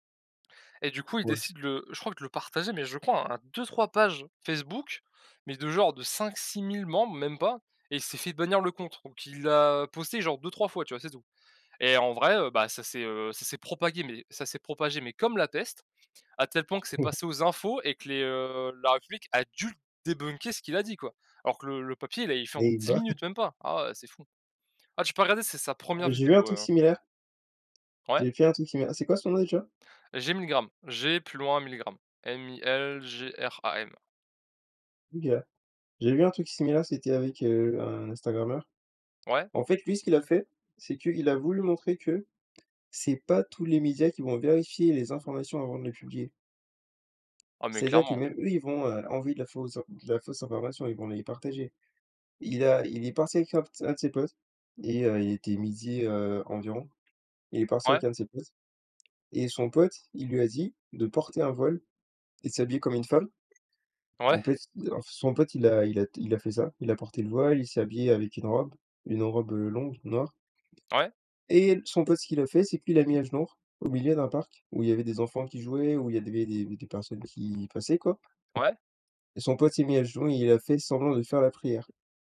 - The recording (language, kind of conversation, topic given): French, unstructured, Comment la technologie peut-elle aider à combattre les fausses informations ?
- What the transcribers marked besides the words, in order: "propagé" said as "propagué"; laughing while speaking: "Ouais"; stressed: "dû"; in English: "débunker"; stressed: "dix minutes"; chuckle; tapping